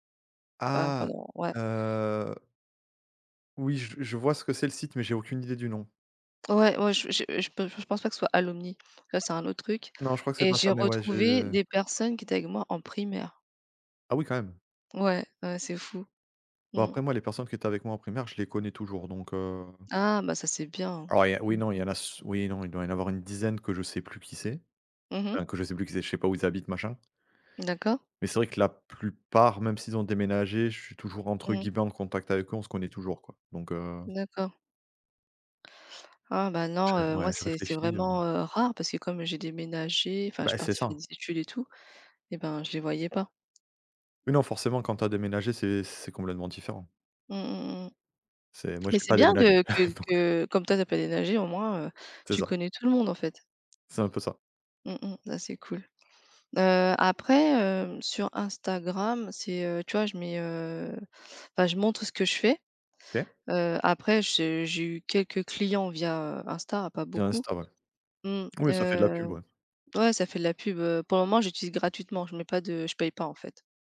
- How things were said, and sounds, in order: other background noise; tapping; chuckle; laughing while speaking: "Donc heu"
- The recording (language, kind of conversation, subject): French, unstructured, Comment les réseaux sociaux influencent-ils vos interactions quotidiennes ?